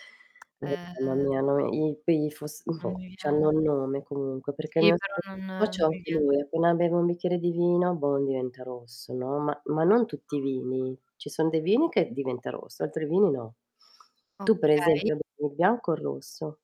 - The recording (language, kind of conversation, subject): Italian, unstructured, Qual è stato il momento più divertente che hai vissuto durante una festa di compleanno?
- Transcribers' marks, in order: tapping; static; distorted speech; unintelligible speech